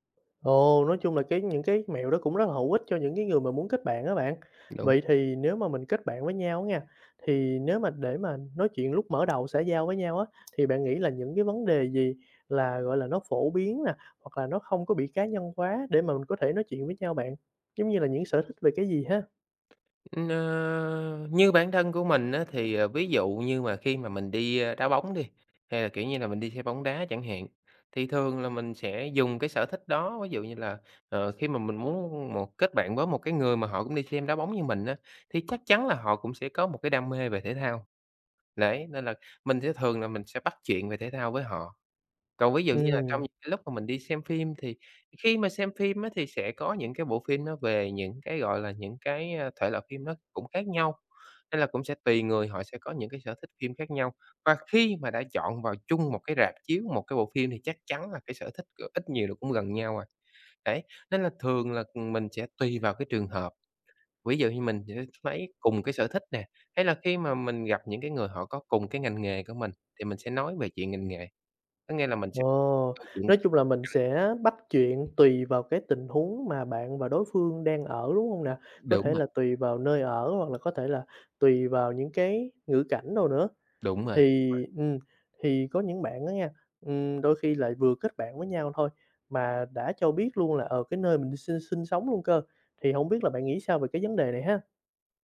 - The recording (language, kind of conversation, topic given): Vietnamese, podcast, Bạn có thể kể về một chuyến đi mà trong đó bạn đã kết bạn với một người lạ không?
- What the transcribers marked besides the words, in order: tapping; other background noise; unintelligible speech; unintelligible speech